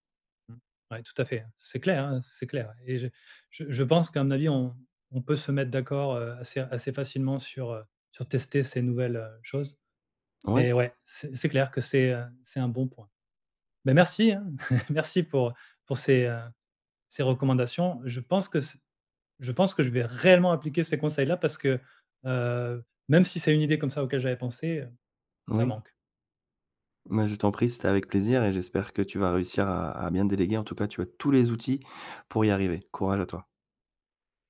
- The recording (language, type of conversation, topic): French, advice, Comment surmonter mon hésitation à déléguer des responsabilités clés par manque de confiance ?
- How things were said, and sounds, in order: chuckle; stressed: "réellement"